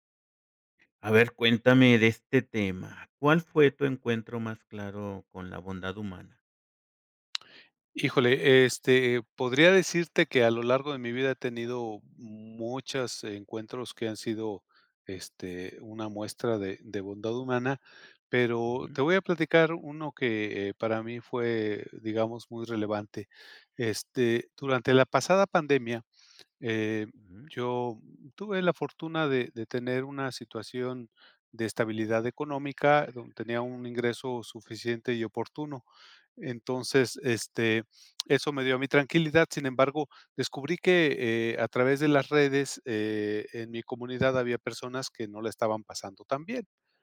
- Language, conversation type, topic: Spanish, podcast, ¿Cuál fue tu encuentro más claro con la bondad humana?
- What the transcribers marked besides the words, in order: other background noise; tapping